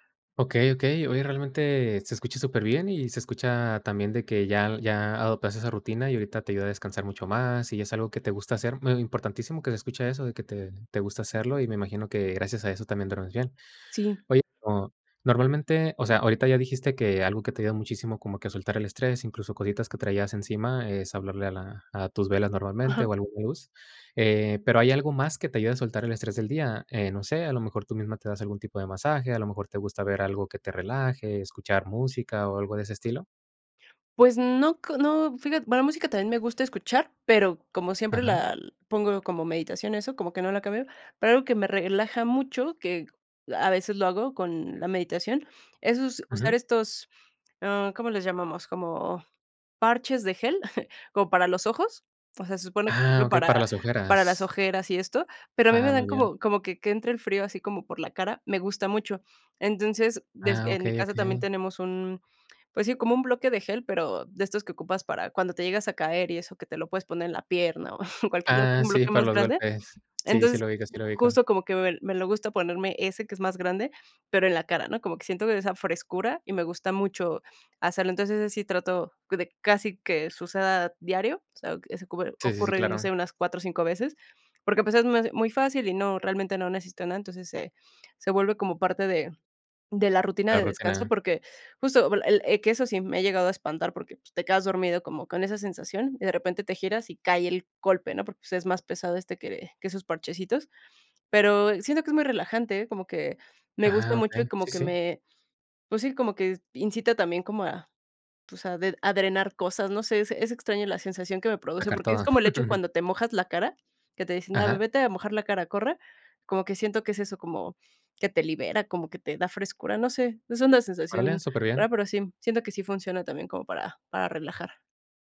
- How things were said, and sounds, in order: chuckle; chuckle; other background noise; laugh
- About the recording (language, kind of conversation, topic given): Spanish, podcast, ¿Tienes algún ritual para desconectar antes de dormir?